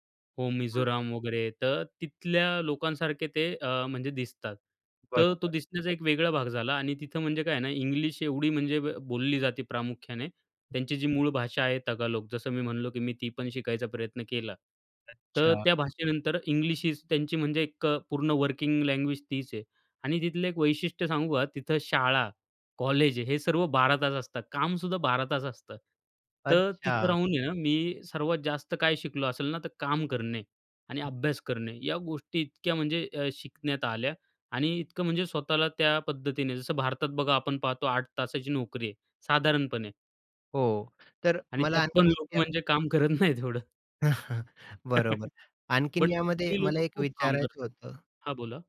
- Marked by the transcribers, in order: tapping; other noise; in English: "वर्किंग लँग्वेज"; unintelligible speech; laughing while speaking: "करत नाहीत एवढं"; chuckle; other background noise
- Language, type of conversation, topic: Marathi, podcast, परदेशात तुम्हाला अशी कोणती शिकवण मिळाली जी आजही तुमच्या उपयोगी पडते?